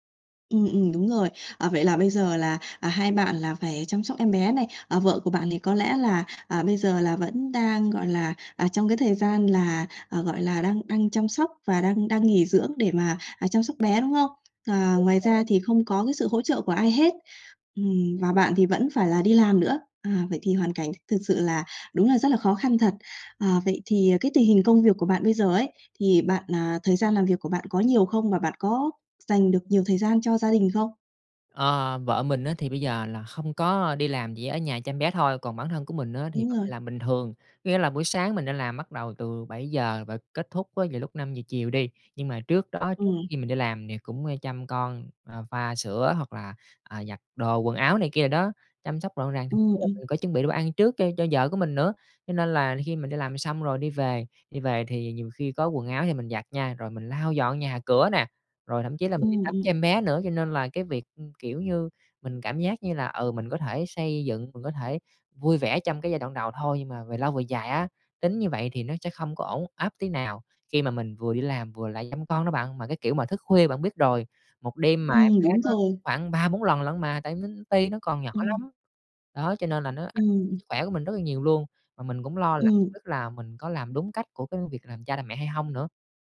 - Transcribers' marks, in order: tapping; other background noise
- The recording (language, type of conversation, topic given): Vietnamese, advice, Bạn cảm thấy thế nào khi lần đầu trở thành cha/mẹ, và bạn lo lắng nhất điều gì về những thay đổi trong cuộc sống?